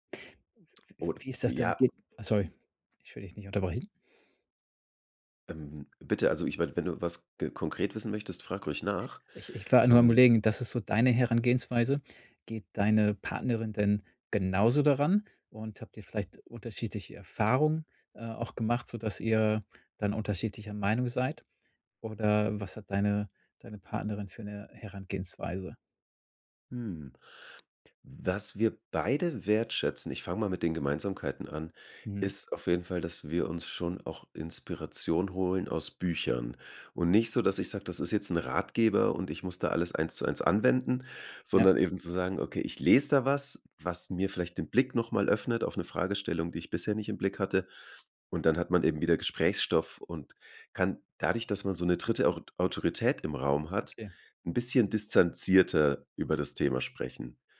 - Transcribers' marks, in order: lip smack; other background noise
- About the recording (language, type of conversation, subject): German, podcast, Wie könnt ihr als Paar Erziehungsfragen besprechen, ohne dass es zum Streit kommt?